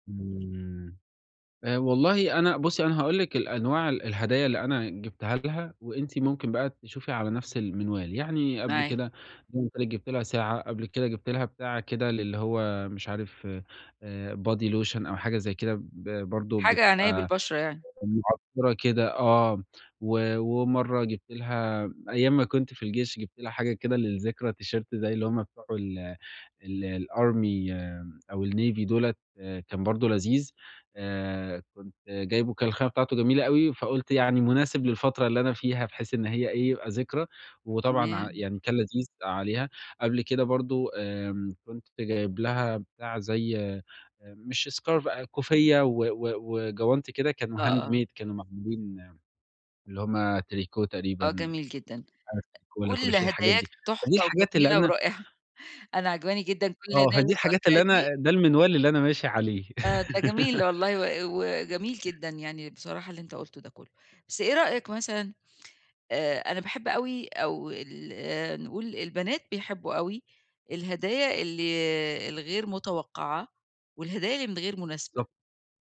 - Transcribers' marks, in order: unintelligible speech; in English: "body lotion"; unintelligible speech; in English: "تيشيرت"; in English: "الarmy"; in English: "الnavy"; in English: "scarf"; in English: "handmade"; in English: "Crochet"; laughing while speaking: "ورائعة"; laugh
- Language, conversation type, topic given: Arabic, advice, إزاي ألاقي هدايا مميزة من غير ما أحس بإحباط دايمًا؟